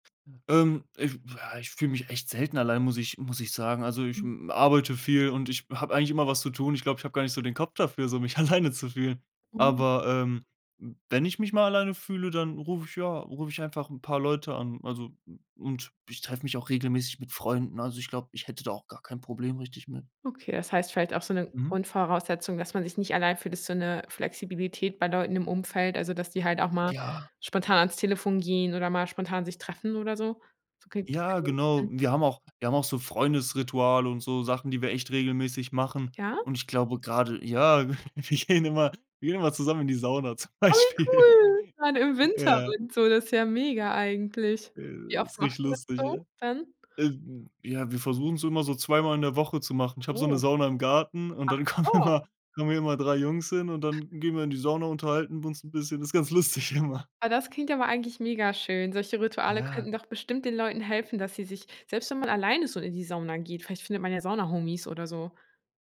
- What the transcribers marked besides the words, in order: laughing while speaking: "alleine"; unintelligible speech; laughing while speaking: "w wir gehen immer wir … Sauna zum Beispiel"; joyful: "Oh, wie cool"; laughing while speaking: "kommen immer"; laughing while speaking: "Ist ganz lustig immer"
- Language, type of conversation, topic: German, podcast, Was kann jede*r tun, damit andere sich weniger allein fühlen?